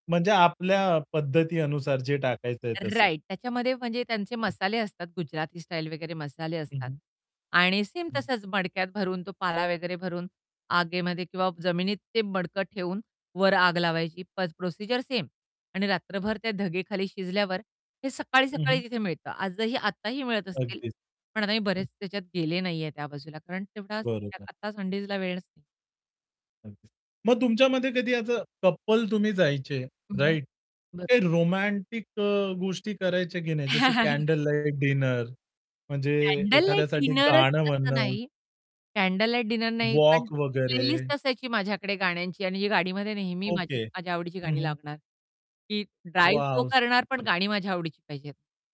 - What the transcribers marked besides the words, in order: in English: "राइट"; unintelligible speech; tapping; distorted speech; static; in English: "कपल"; in English: "राइट?"; laugh; in English: "प्लेलिस्ट"; unintelligible speech
- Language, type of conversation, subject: Marathi, podcast, सुट्टीचा दिवस तुम्हाला कसा घालवायला आवडतो?